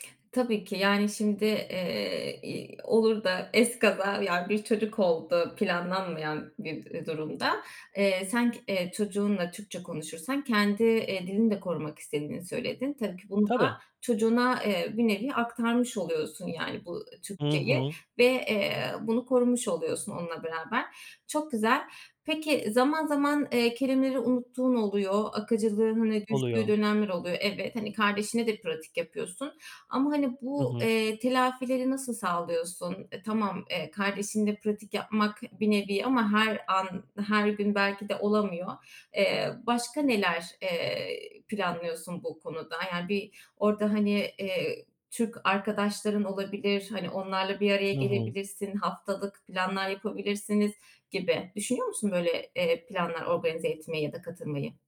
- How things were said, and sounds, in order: none
- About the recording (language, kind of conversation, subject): Turkish, podcast, Dilini korumak ve canlı tutmak için günlük hayatında neler yapıyorsun?